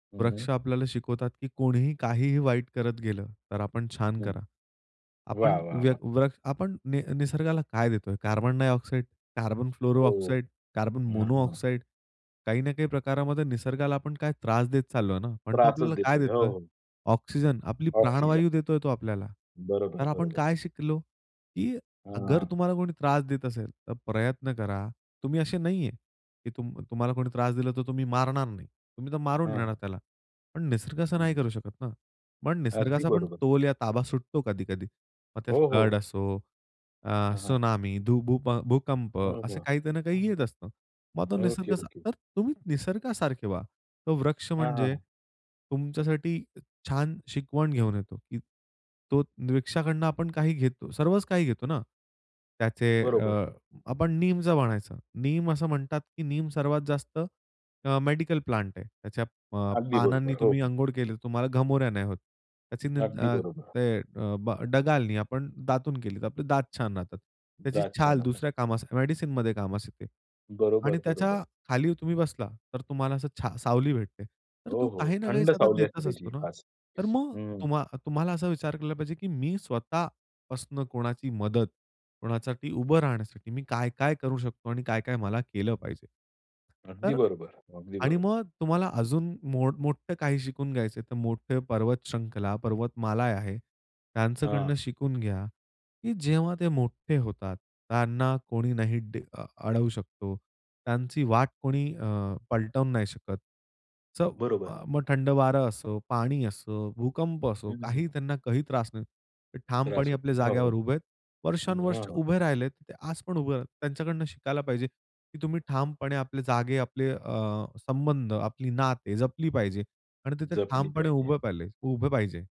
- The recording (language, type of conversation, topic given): Marathi, podcast, निसर्गाचा कोणता अनुभव तुम्हाला सर्वात जास्त विस्मयात टाकतो?
- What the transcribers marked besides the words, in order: tapping; in English: "फ्लड"; other background noise; "डहाळी" said as "डगालनी"; in Hindi: "छाल"